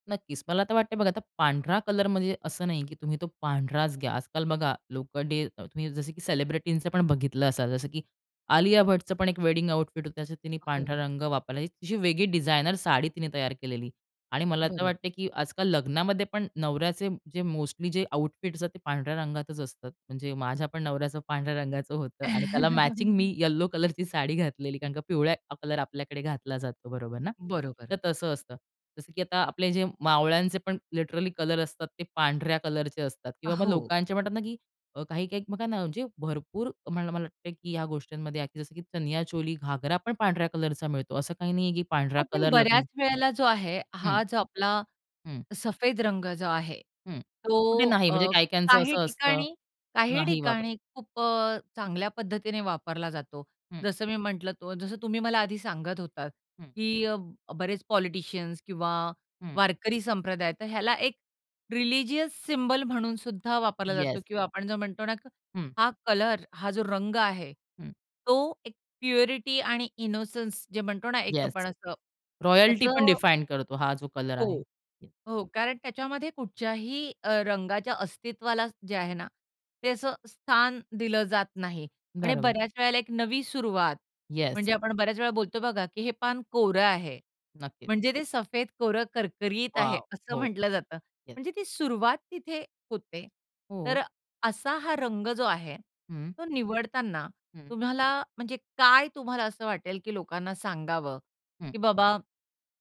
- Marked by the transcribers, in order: other background noise; tapping; in English: "वेडिंग आउटफिट"; in English: "आउटफिट्स"; chuckle; in English: "लिटरली"; in English: "रिलिजियस सिम्बॉल"; in English: "प्युरिटी"; in English: "इनोसन्स"; in English: "रॉयल्टी"; in English: "डिफाईन"
- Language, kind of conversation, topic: Marathi, podcast, कोणते रंग तुमचा आत्मविश्वास वाढवतात?